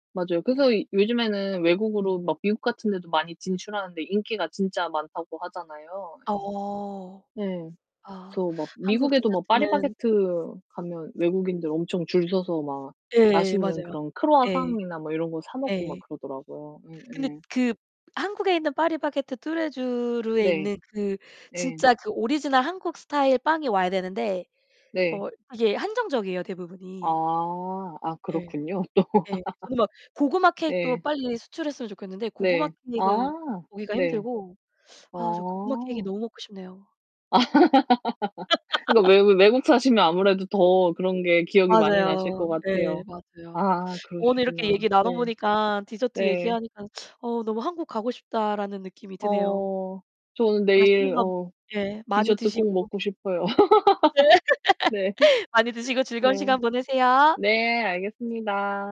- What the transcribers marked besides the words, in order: distorted speech; other background noise; laugh; laugh; tapping; laughing while speaking: "예"; laugh; laughing while speaking: "네"
- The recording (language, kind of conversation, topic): Korean, unstructured, 가장 기억에 남는 디저트 경험은 무엇인가요?